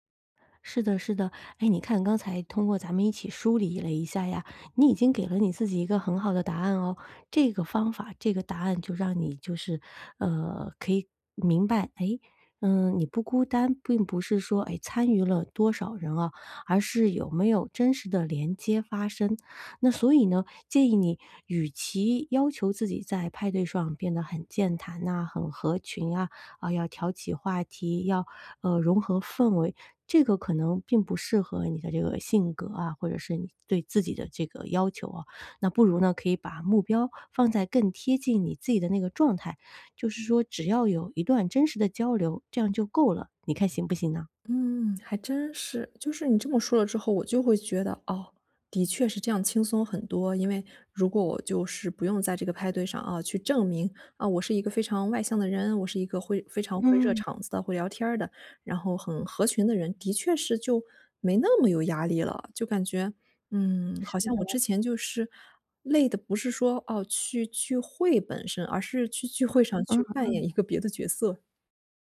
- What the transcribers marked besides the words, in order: other background noise
- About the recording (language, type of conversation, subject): Chinese, advice, 在派对上我常常感到孤单，该怎么办？